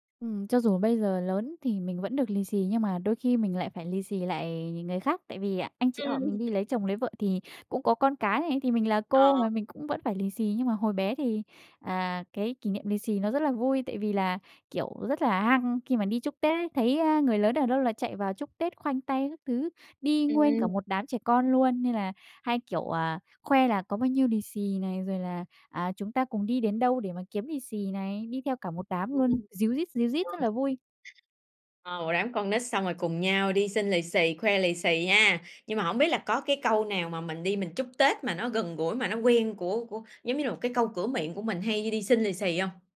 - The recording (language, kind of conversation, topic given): Vietnamese, podcast, Bạn có thể kể về một kỷ niệm Tết gia đình đáng nhớ của bạn không?
- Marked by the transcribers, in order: tapping; background speech; unintelligible speech; other background noise